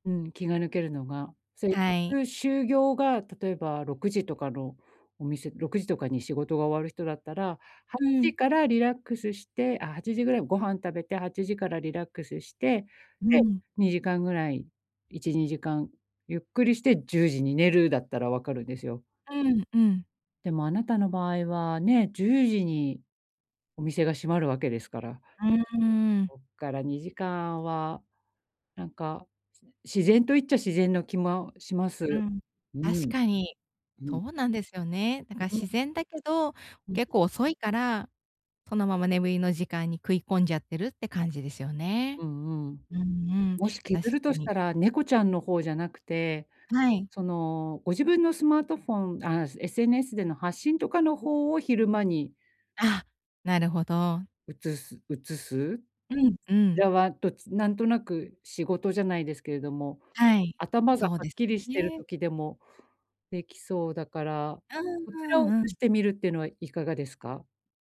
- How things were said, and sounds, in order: unintelligible speech
- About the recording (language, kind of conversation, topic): Japanese, advice, 就寝前に何をすると、朝すっきり起きられますか？